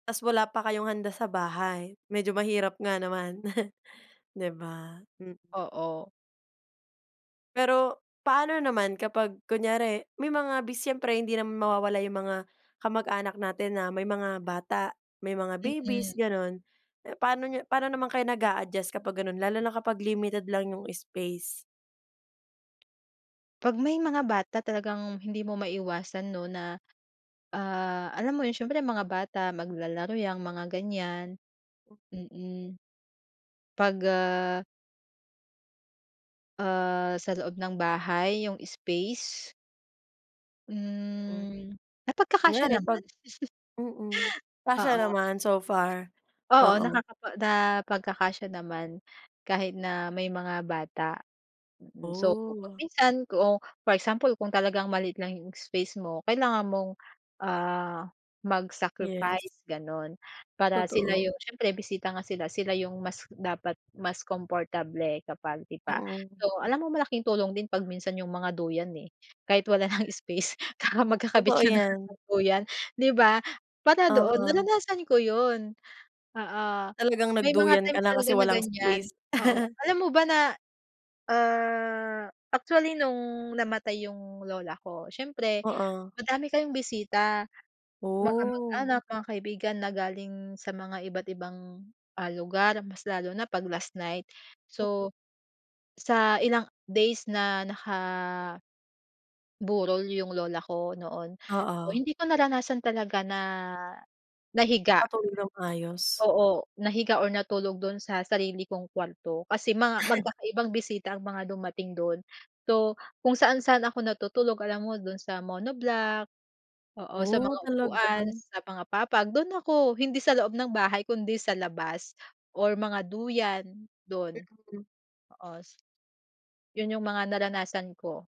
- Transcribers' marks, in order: chuckle; other background noise; chuckle; other noise; laughing while speaking: "wala ng space magkakabit ka na ng duyan"; laugh; unintelligible speech; chuckle
- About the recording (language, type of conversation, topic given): Filipino, podcast, Paano ninyo inaasikaso ang pagdating ng mga bisita sa inyo?